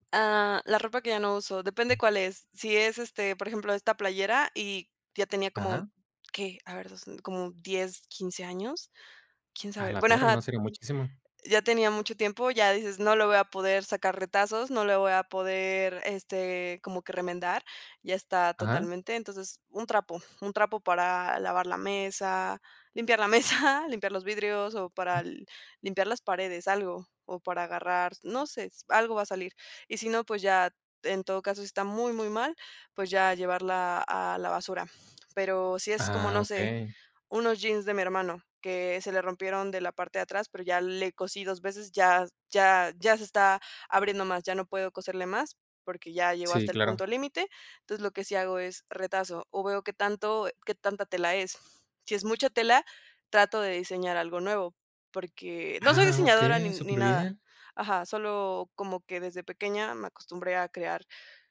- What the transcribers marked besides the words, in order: other background noise; tapping
- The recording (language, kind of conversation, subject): Spanish, podcast, ¿Qué papel cumple la sostenibilidad en la forma en que eliges tu ropa?